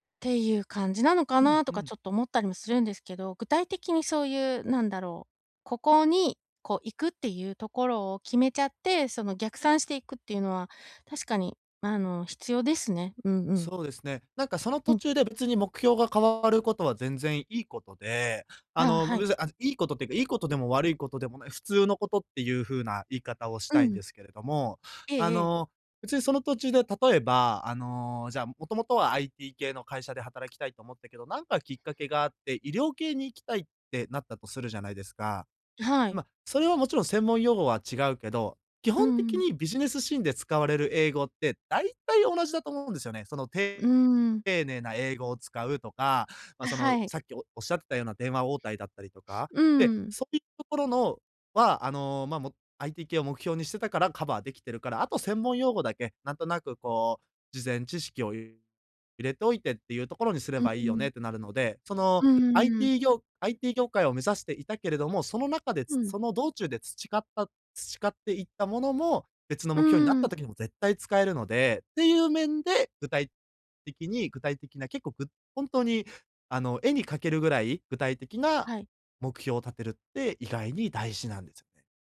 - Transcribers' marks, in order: none
- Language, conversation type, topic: Japanese, advice, キャリアのためのスキル習得計画を効果的に立てるにはどうすればよいですか？